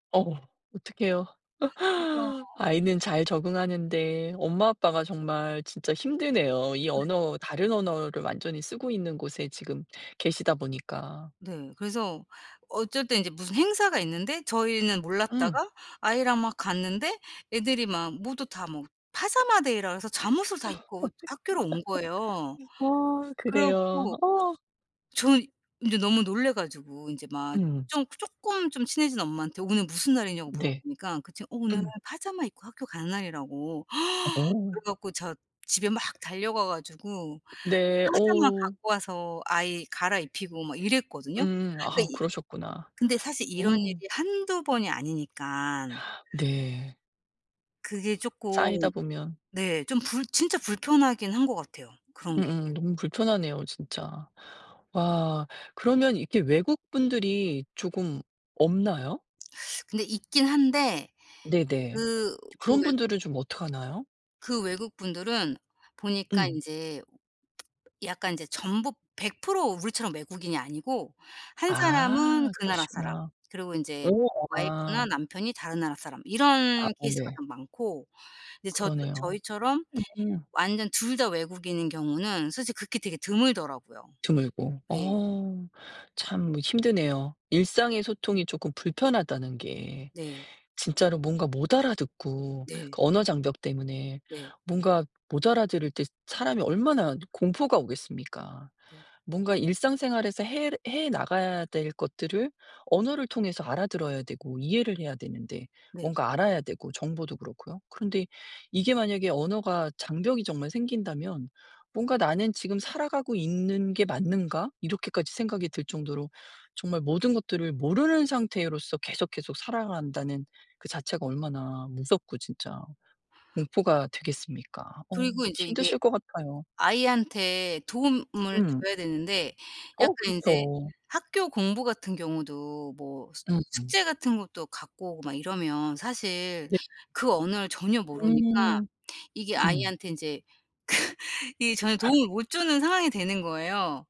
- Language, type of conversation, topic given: Korean, advice, 언어 장벽 때문에 일상에서 소통하는 데 어떤 점이 불편하신가요?
- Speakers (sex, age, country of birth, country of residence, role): female, 45-49, South Korea, Portugal, user; female, 50-54, South Korea, United States, advisor
- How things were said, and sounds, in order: laugh; other background noise; laughing while speaking: "어 어떡해"; laugh; tapping; gasp; laughing while speaking: "그"; other noise